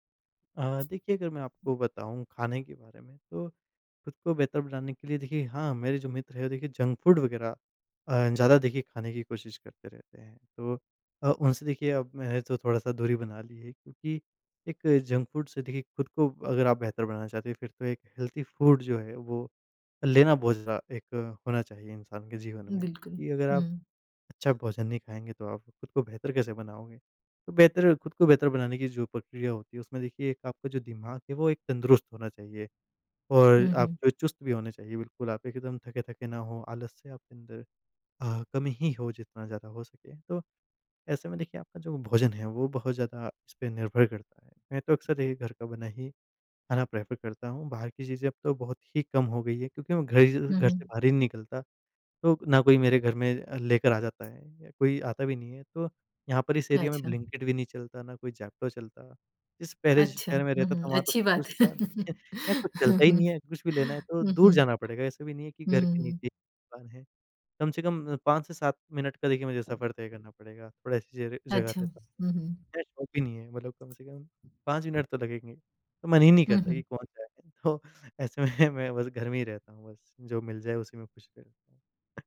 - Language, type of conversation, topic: Hindi, podcast, खुद को बेहतर बनाने के लिए आप रोज़ क्या करते हैं?
- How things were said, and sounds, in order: other background noise; in English: "जंक फूड"; in English: "जंक फूड"; in English: "हेल्थी फूड"; in English: "प्रेफर"; in English: "एरिया"; tapping; laugh; laughing while speaking: "हुँ, हुँ"; in English: "शॉप"